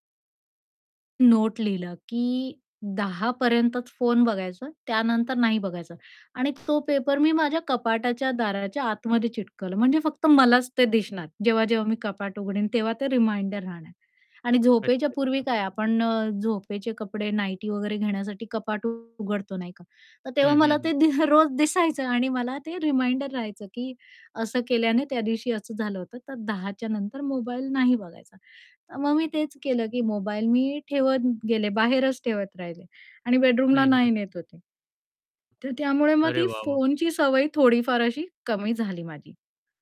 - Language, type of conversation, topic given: Marathi, podcast, रात्री फोन वापरण्याची तुमची पद्धत काय आहे?
- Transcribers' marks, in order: other background noise; in English: "रिमाइंडर"; mechanical hum; in English: "नाईटी"; distorted speech; laughing while speaking: "दि अ, रोज दिसायचं"; in English: "रिमाइंडर"